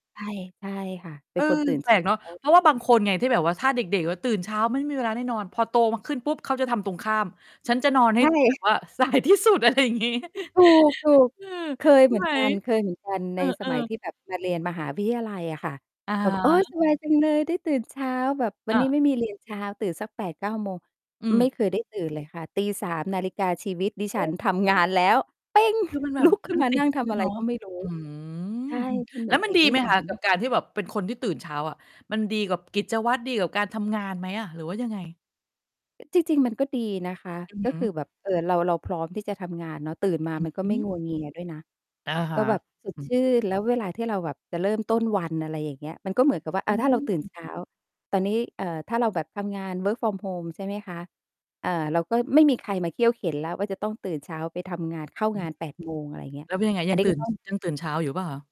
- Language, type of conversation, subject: Thai, podcast, ใครในครอบครัวของคุณมีอิทธิพลต่อคุณมากที่สุด และมีอิทธิพลต่อคุณอย่างไร?
- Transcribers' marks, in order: distorted speech; laughing while speaking: "สายที่สุด อะไรอย่างงี้"; mechanical hum; chuckle; other background noise; laughing while speaking: "ลุก"; tapping; in English: "work from home"